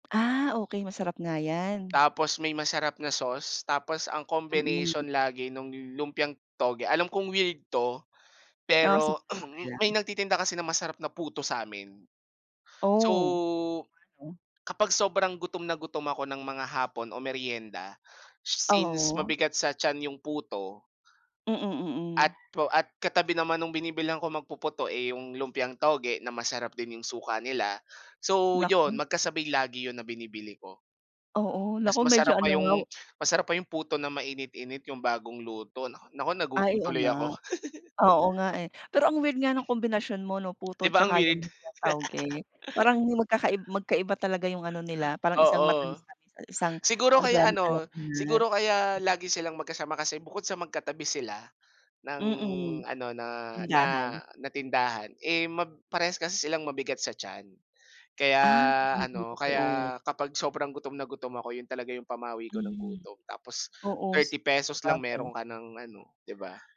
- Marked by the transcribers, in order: tapping; throat clearing; unintelligible speech; other background noise; chuckle; laugh
- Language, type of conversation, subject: Filipino, podcast, Ano ang paborito mong pagkaing kalye, at bakit ka nahuhumaling dito?